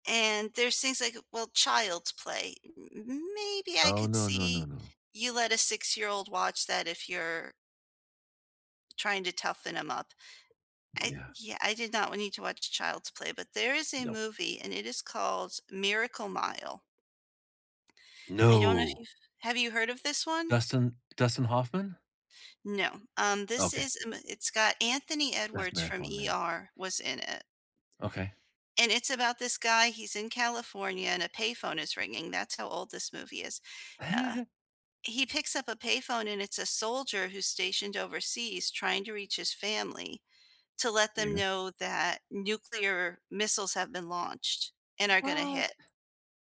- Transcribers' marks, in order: anticipating: "M m maybe"; tapping; surprised: "No"; drawn out: "No"; giggle
- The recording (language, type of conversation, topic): English, unstructured, What childhood memory still upsets you today?
- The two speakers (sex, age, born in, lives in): female, 45-49, United States, United States; male, 55-59, United States, United States